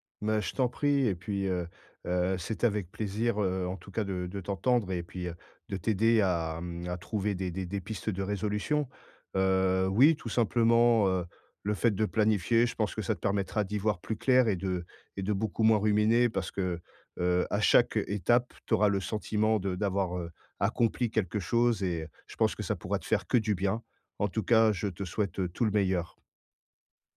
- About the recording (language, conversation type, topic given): French, advice, Comment puis-je arrêter de ruminer sans cesse mes pensées ?
- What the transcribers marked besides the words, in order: none